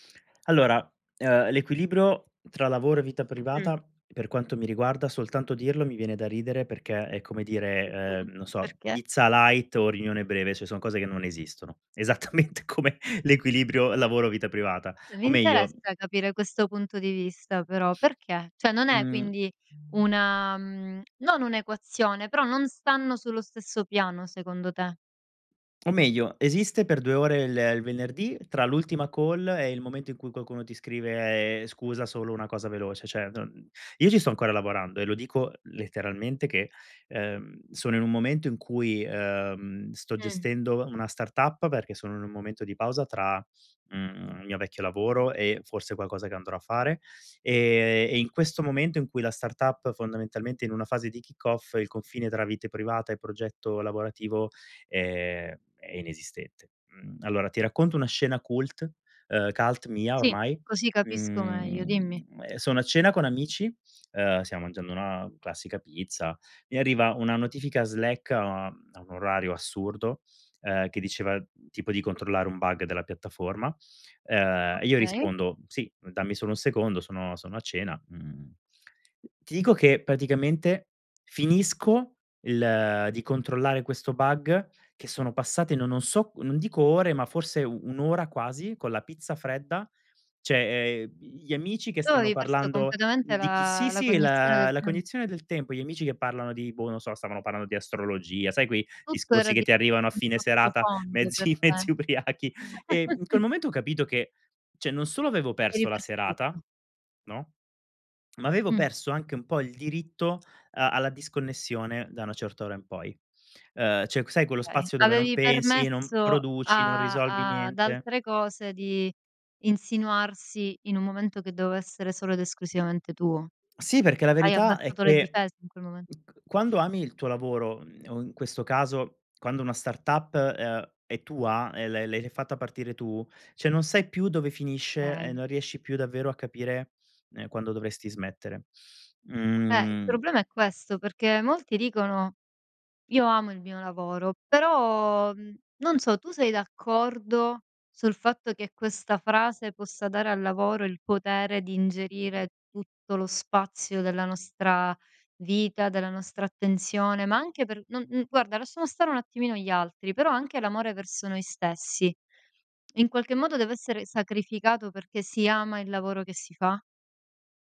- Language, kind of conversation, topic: Italian, podcast, Cosa fai per mantenere l'equilibrio tra lavoro e vita privata?
- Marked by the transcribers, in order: other background noise; chuckle; in English: "light"; "cioè" said as "ceh"; laughing while speaking: "esattamente come l'equilibrio"; "cioè" said as "ceh"; in English: "call"; "Cioè" said as "ceh"; in English: "kick off"; "cioè" said as "ceh"; laughing while speaking: "mezzi mezzi ubriachi"; chuckle; "cioè" said as "ceh"; tapping; "cioè" said as "ceh"; "cioè" said as "ceh"